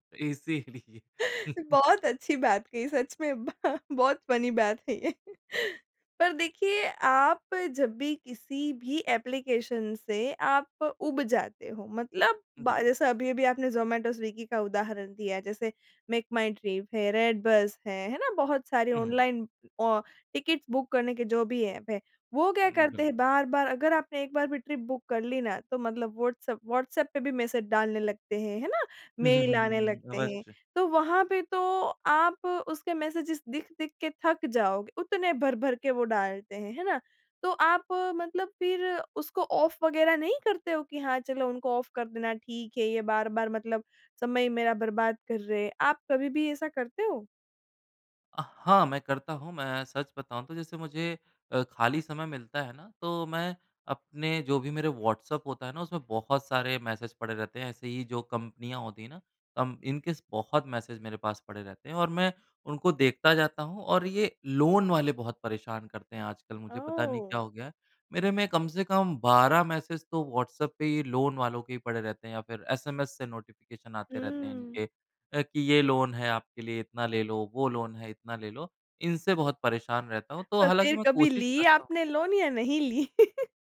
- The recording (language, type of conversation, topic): Hindi, podcast, नोटिफ़िकेशन से निपटने का आपका तरीका क्या है?
- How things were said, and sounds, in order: laughing while speaking: "इसीलिए"; laughing while speaking: "बहुत अच्छी बात कही सच में ब बहुत फ़नी बात है ये"; chuckle; in English: "फ़नी"; chuckle; in English: "ऐप्लीकेशन"; in English: "बुक"; in English: "ट्रिप बुक"; in English: "मैसेजेस"; in English: "ऑफ़"; in English: "ऑफ़"; in English: "लोन"; in English: "नोटिफ़िकेशन"; in English: "लोन"; in English: "लोन"; in English: "लोन"; laugh